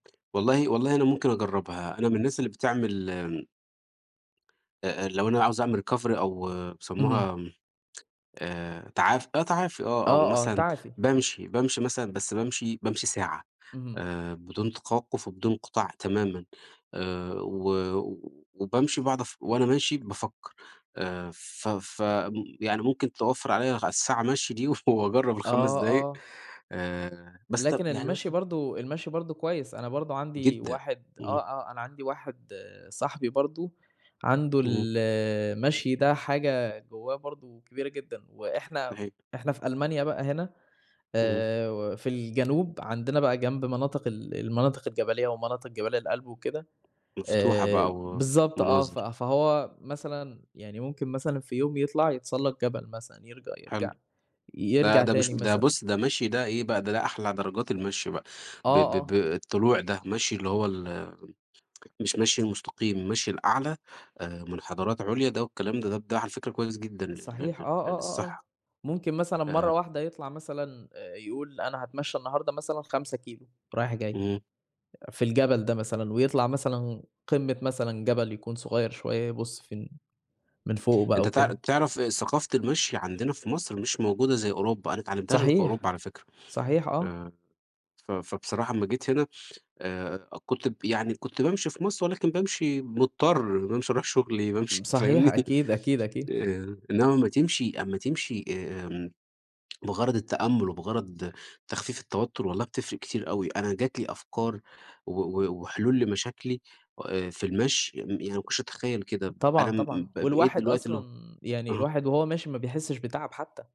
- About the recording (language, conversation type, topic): Arabic, unstructured, إيه الطرق اللي بتستخدمها عشان تقلّل التوتر اليومي؟
- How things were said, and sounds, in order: tapping; in English: "recovery"; laughing while speaking: "وف"; laughing while speaking: "بامشي فاهمني"